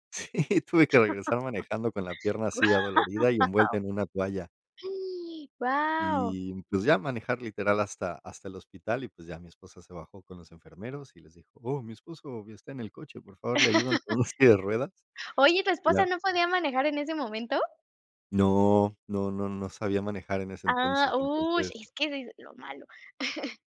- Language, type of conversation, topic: Spanish, unstructured, ¿Puedes contar alguna anécdota graciosa relacionada con el deporte?
- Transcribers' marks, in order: laughing while speaking: "Sí"; laughing while speaking: "Guau"; gasp; tapping; laugh; other background noise; laughing while speaking: "silla"; chuckle